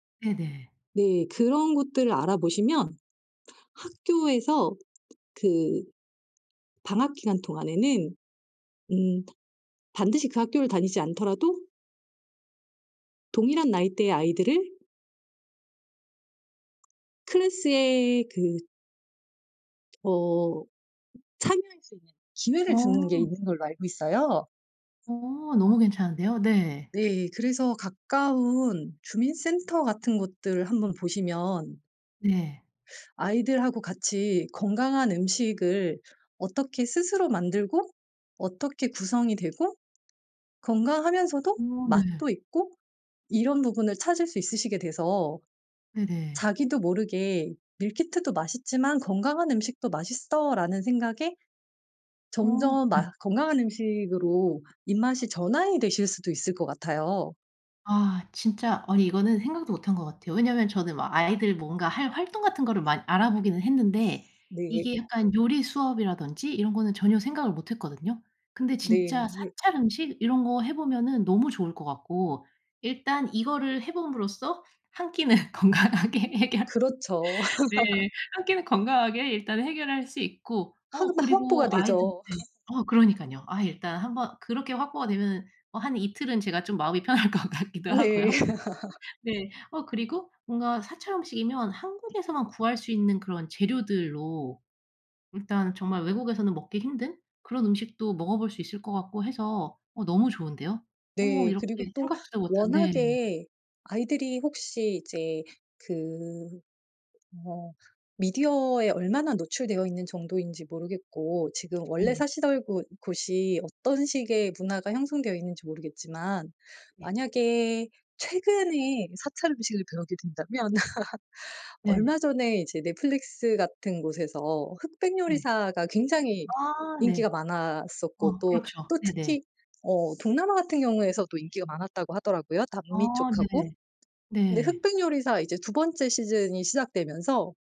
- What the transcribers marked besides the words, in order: other background noise; tapping; lip smack; in English: "class의"; laughing while speaking: "끼는 건강하게 해결"; laugh; unintelligible speech; laughing while speaking: "편할 것 같기도 하고요"; laugh; "사시던" said as "사시덜"; laugh; in English: "시즌이"
- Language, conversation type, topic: Korean, advice, 바쁜 일상에서 가공식품 섭취를 간단히 줄이고 식습관을 개선하려면 어떻게 해야 하나요?